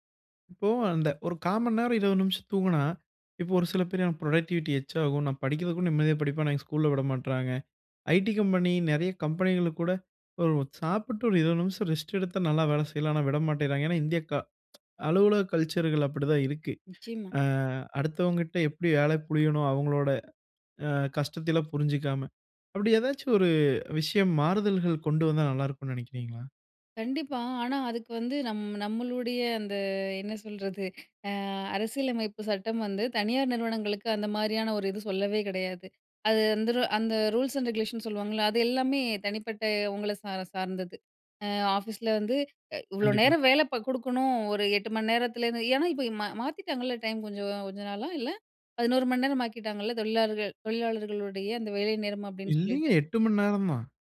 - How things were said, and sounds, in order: in English: "புரொடக்டிவிட்டி எச்சாகும்"; "எக்ஸ்ட்ராகும்" said as "எச்சாகும்"; in English: "கல்ச்சர்‌கள்"; in English: "ரூல்ஸ் அண்ட் ரெகுலேஷன்"; "மணி" said as "மன்"
- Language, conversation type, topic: Tamil, podcast, சிறு தூக்கம் உங்களுக்கு எப்படிப் பயனளிக்கிறது?